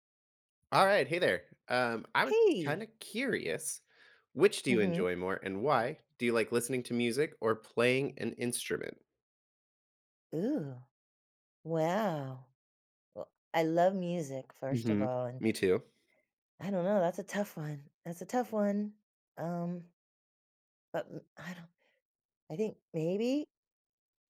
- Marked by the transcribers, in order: none
- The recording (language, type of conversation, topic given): English, unstructured, Do you enjoy listening to music more or playing an instrument?
- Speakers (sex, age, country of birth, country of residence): female, 60-64, United States, United States; male, 35-39, United States, United States